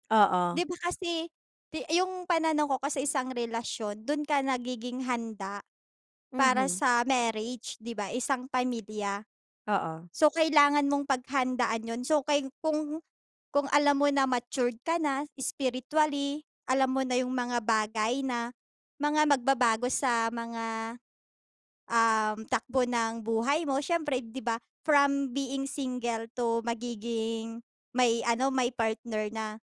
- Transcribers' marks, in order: tapping
- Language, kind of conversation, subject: Filipino, unstructured, Paano mo malalaman kung handa ka na sa isang relasyon, at ano ang pinakamahalagang katangian na hinahanap mo sa isang kapareha?